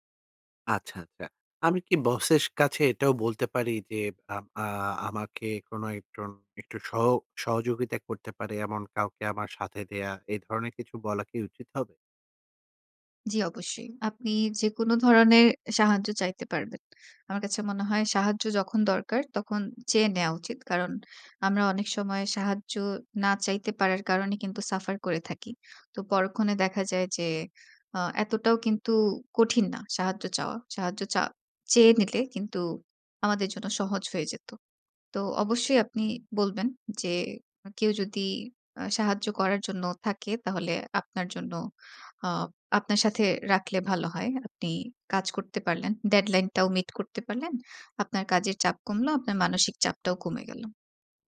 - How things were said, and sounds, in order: "বসের" said as "বছেস"; "একজন" said as "এক্টন"; in English: "সাফার"; tapping
- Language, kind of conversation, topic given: Bengali, advice, ডেডলাইনের চাপের কারণে আপনার কাজ কি আটকে যায়?